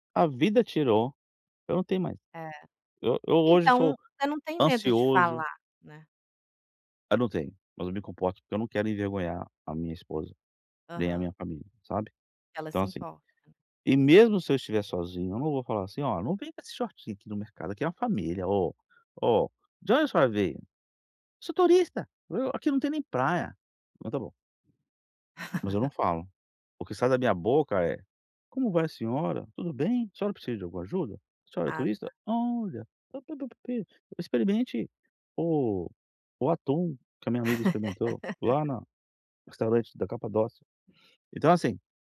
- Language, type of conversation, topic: Portuguese, advice, Como posso agir sem medo da desaprovação social?
- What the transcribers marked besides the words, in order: in English: "shortinho"; laugh; tapping; laugh